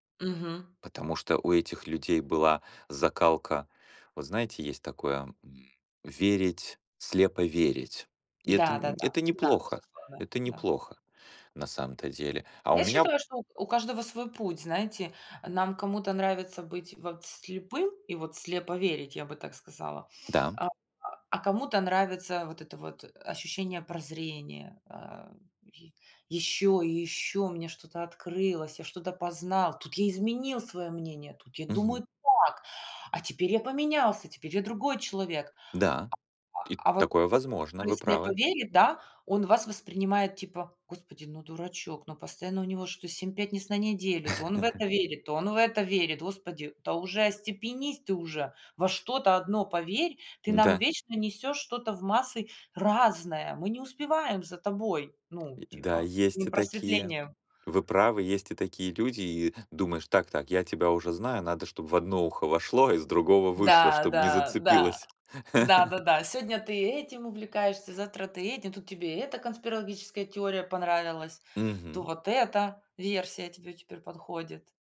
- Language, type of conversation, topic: Russian, unstructured, Когда стоит идти на компромисс в споре?
- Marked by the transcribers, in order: tapping; other background noise; laugh; laugh